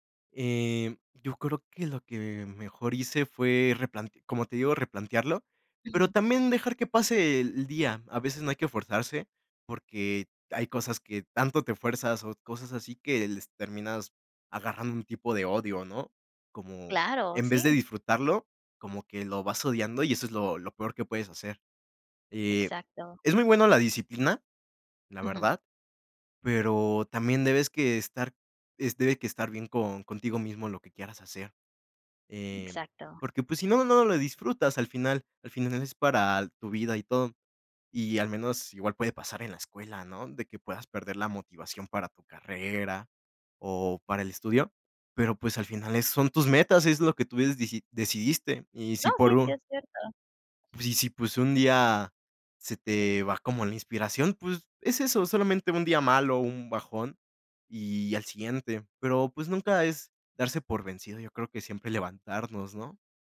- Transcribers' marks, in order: other background noise
- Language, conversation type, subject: Spanish, podcast, ¿Qué haces cuando pierdes motivación para seguir un hábito?